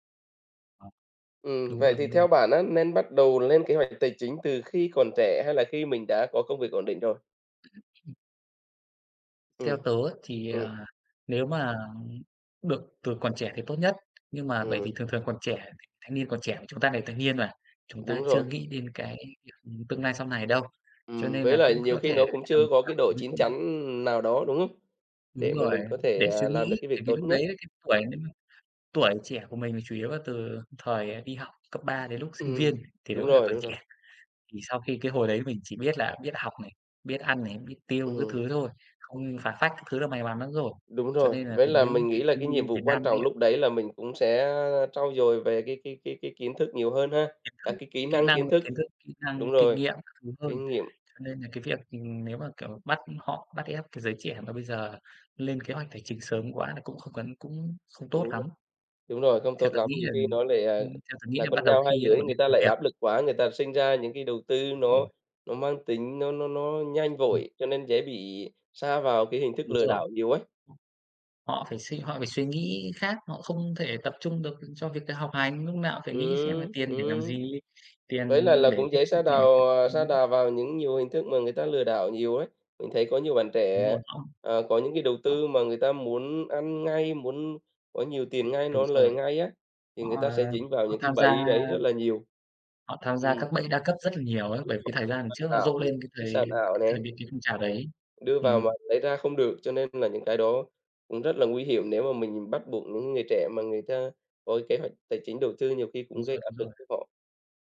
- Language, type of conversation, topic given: Vietnamese, unstructured, Bạn có kế hoạch tài chính cho tương lai không?
- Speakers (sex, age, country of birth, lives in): male, 25-29, Vietnam, Vietnam; male, 35-39, Vietnam, Vietnam
- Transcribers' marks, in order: unintelligible speech; tapping; other background noise; unintelligible speech